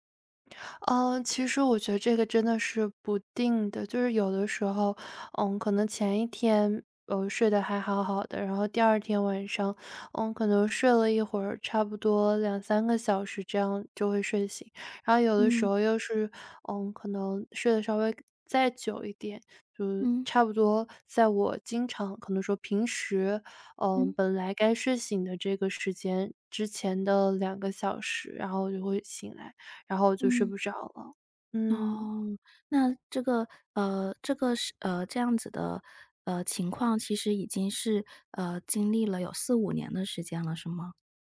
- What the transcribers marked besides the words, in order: tapping
- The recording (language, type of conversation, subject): Chinese, advice, 你经常半夜醒来后很难再睡着吗？